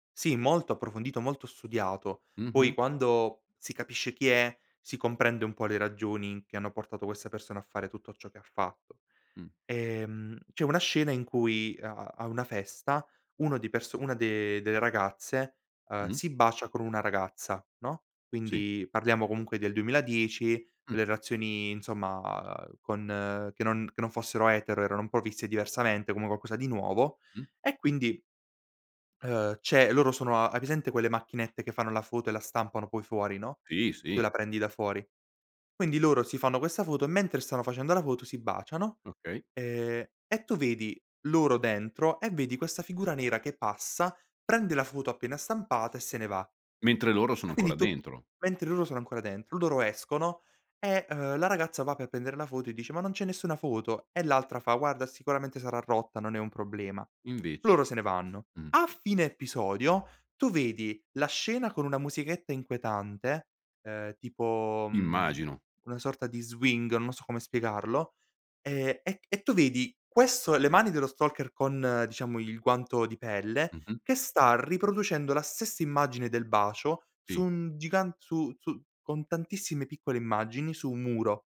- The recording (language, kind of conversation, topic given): Italian, podcast, Qual è la serie che ti ha tenuto incollato allo schermo?
- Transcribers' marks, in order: other background noise